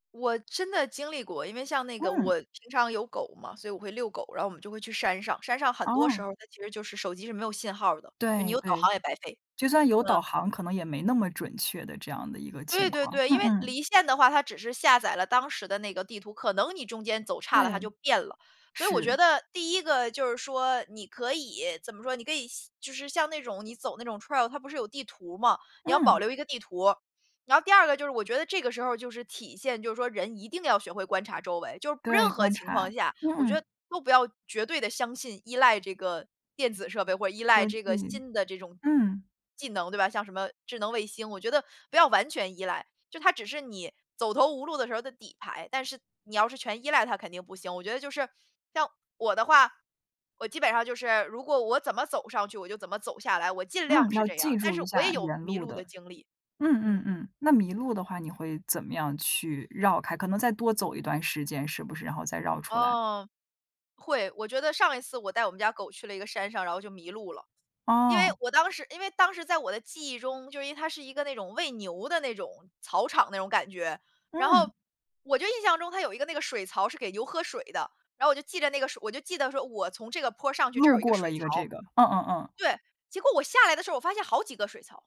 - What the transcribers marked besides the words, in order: in English: "trail"; other background noise
- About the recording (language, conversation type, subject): Chinese, podcast, 有没有被导航带进尴尬境地的搞笑经历可以分享吗？